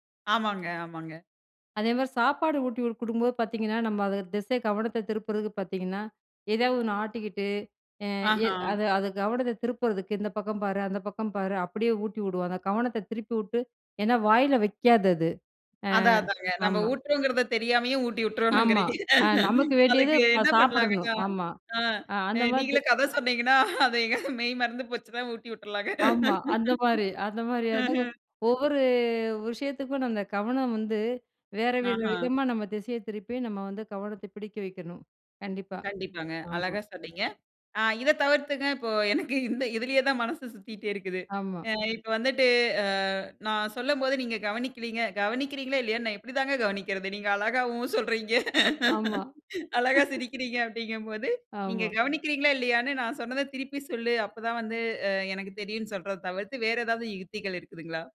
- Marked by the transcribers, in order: laughing while speaking: "ஊட்டி உட்டுறோணுங்கிறீங்க. அதுக்கு என்ன பண்ணலாங்க? … போச்சுனா ஊட்டி உட்டுறலாங்க"; laugh; laugh; tapping; laughing while speaking: "நீங்க அழகா உம் சொல்றீங்க. அழகா சிரிக்கிறீங்க"; laugh
- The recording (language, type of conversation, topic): Tamil, podcast, எளிதாக மற்றவர்களின் கவனத்தை ஈர்க்க நீங்கள் என்ன செய்வீர்கள்?